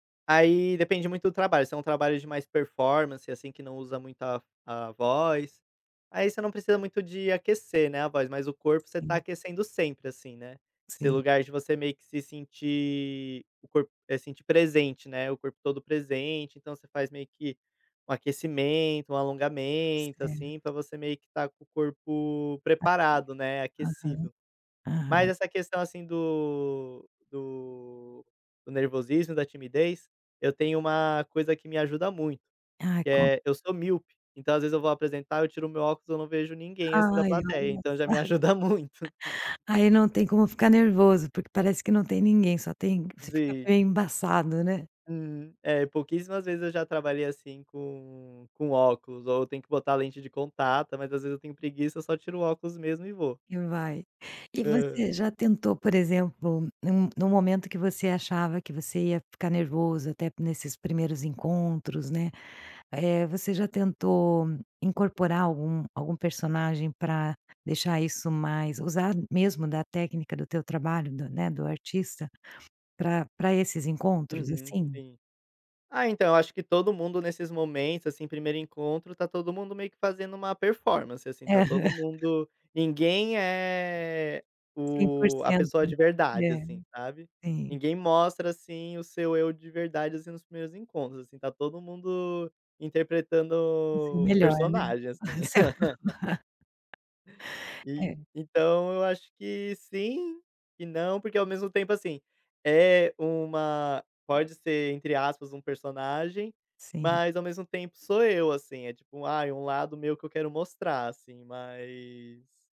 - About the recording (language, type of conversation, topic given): Portuguese, podcast, Como diferenciar, pela linguagem corporal, nervosismo de desinteresse?
- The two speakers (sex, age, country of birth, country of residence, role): female, 45-49, Brazil, Portugal, host; male, 25-29, Brazil, Portugal, guest
- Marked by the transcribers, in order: laughing while speaking: "ajuda muito"; laugh; tapping